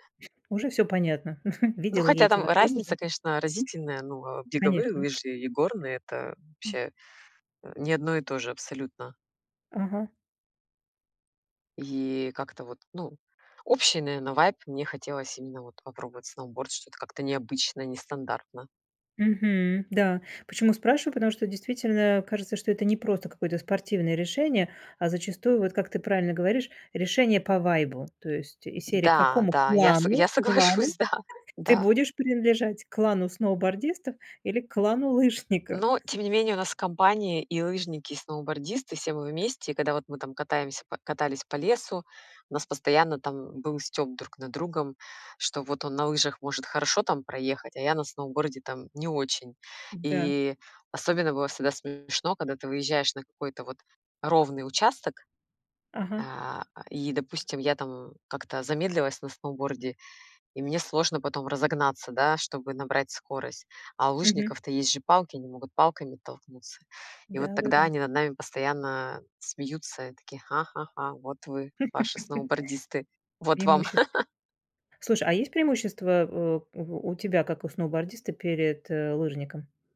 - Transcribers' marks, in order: other background noise; chuckle; tapping; laughing while speaking: "соглашусь, да"; laughing while speaking: "лыжников?"; chuckle; laugh; laugh
- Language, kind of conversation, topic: Russian, podcast, Какие хобби помогают тебе сближаться с друзьями или семьёй?